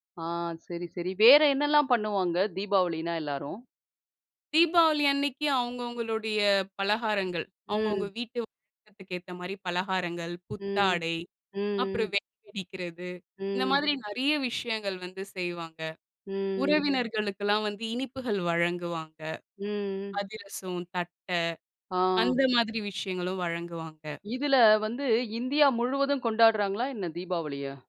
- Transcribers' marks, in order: tapping; other noise; other background noise
- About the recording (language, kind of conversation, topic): Tamil, podcast, பண்டிகைகள் பருவங்களோடு எப்படி இணைந்திருக்கின்றன என்று சொல்ல முடியுமா?